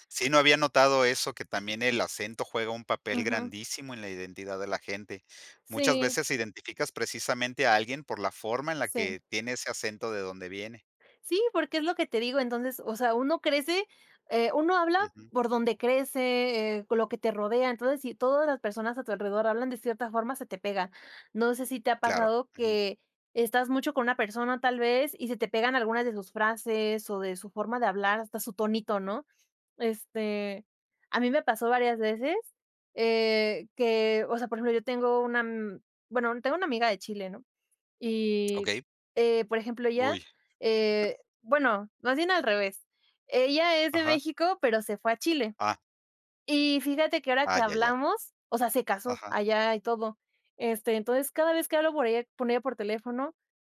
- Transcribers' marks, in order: other background noise; chuckle
- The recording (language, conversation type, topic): Spanish, podcast, ¿Qué papel juega el idioma en tu identidad?